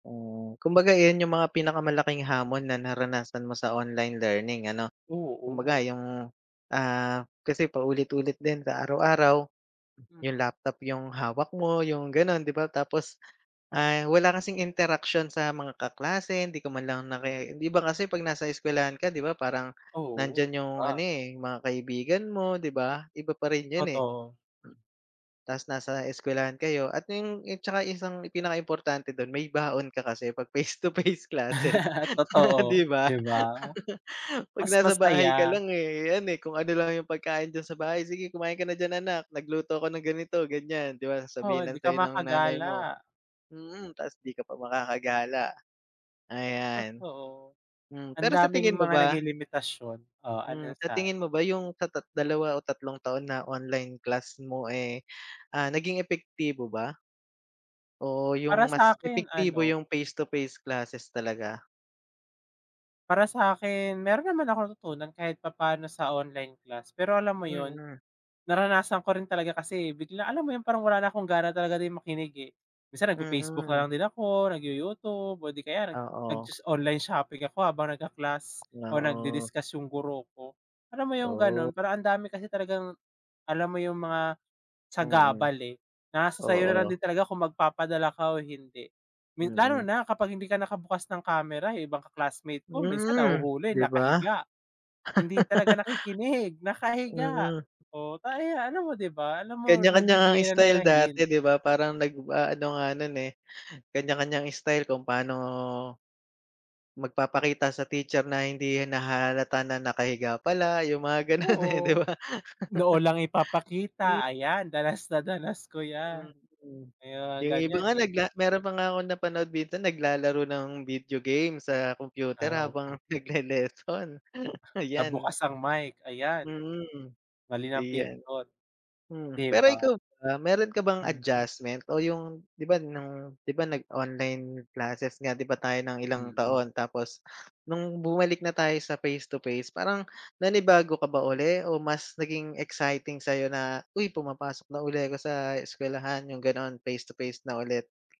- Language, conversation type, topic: Filipino, unstructured, Ano ang saloobin mo sa pag-aaral sa internet kumpara sa harapang klase?
- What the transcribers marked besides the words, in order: tapping; other background noise; laughing while speaking: "face-to-face classes, di ba?"; laugh; other noise; fan; music; laughing while speaking: "nakikinig, nakahiga"; laugh; laughing while speaking: "gano'n, eh, 'di ba?"; laugh; laughing while speaking: "danas na danas"; laughing while speaking: "nagle-lesson"